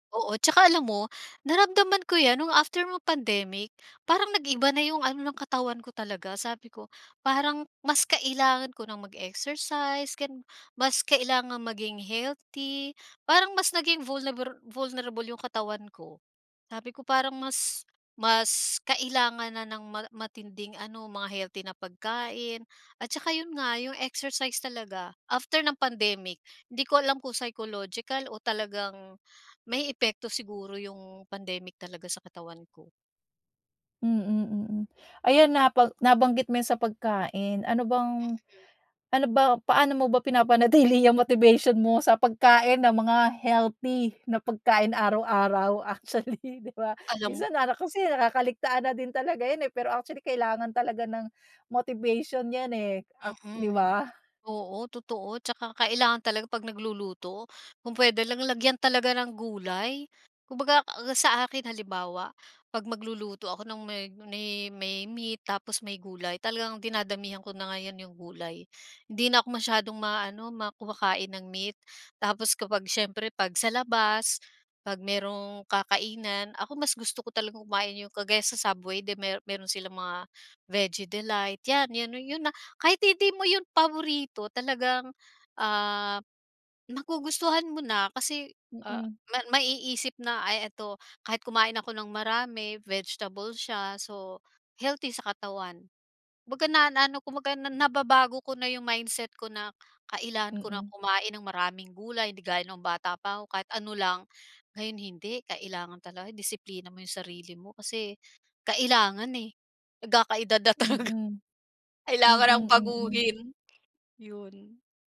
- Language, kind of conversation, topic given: Filipino, podcast, Paano mo napapanatili ang araw-araw na gana, kahit sa maliliit na hakbang lang?
- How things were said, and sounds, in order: in English: "vulnerable"; unintelligible speech; chuckle; laughing while speaking: "Actually 'di ba"; stressed: "kailangan"; laughing while speaking: "talaga"